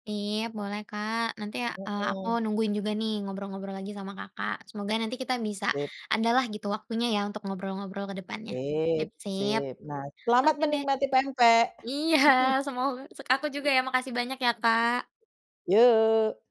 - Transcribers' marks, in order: other background noise; laughing while speaking: "Iya"; chuckle; tapping
- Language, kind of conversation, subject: Indonesian, podcast, Apa makanan warisan keluarga yang menurutmu wajib dilestarikan?